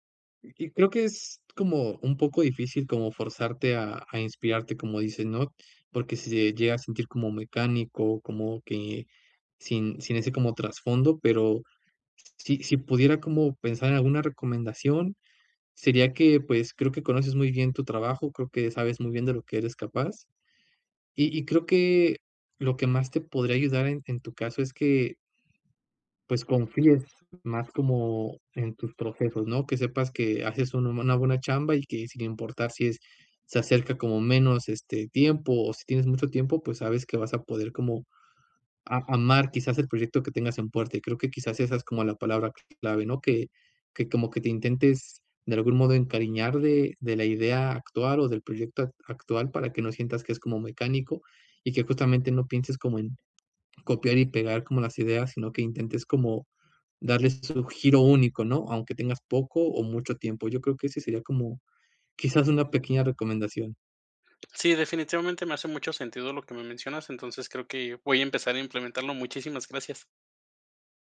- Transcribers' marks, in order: tapping
- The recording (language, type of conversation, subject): Spanish, advice, ¿Cómo puedo dejar de procrastinar y crear hábitos de trabajo diarios?